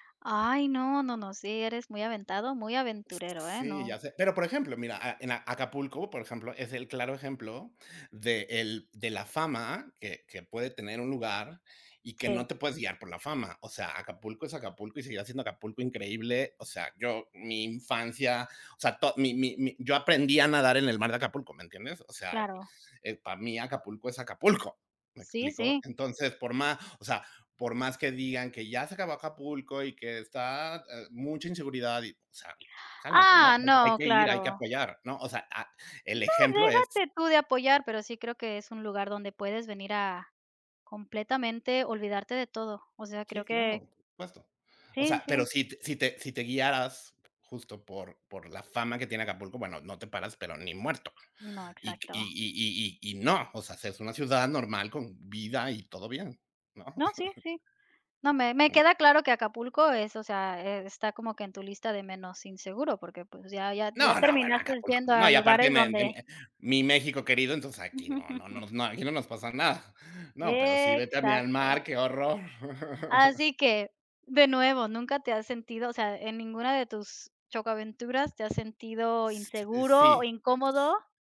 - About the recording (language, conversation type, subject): Spanish, unstructured, ¿Viajarías a un lugar con fama de ser inseguro?
- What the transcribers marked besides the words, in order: other noise; tapping; laugh; "terminaste" said as "terminastes"; other background noise; chuckle; drawn out: "Exacto"; laugh